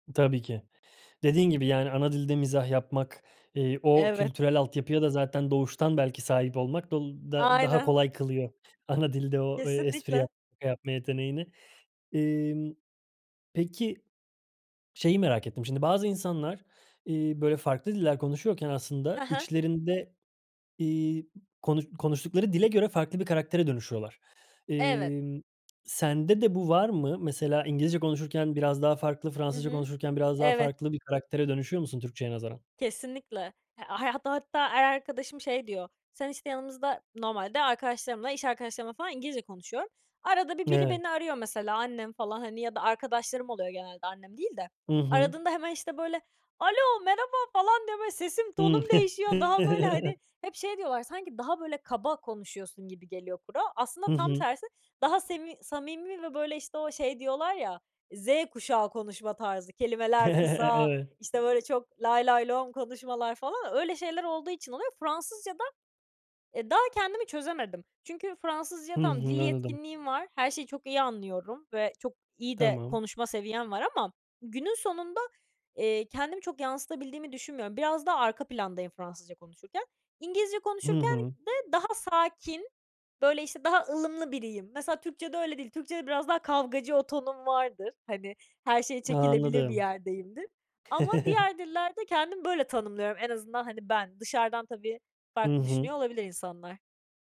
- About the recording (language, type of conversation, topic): Turkish, podcast, İki dil arasında geçiş yapmak günlük hayatını nasıl değiştiriyor?
- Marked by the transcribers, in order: other background noise; tapping; put-on voice: "Alo, merhaba"; chuckle; chuckle; chuckle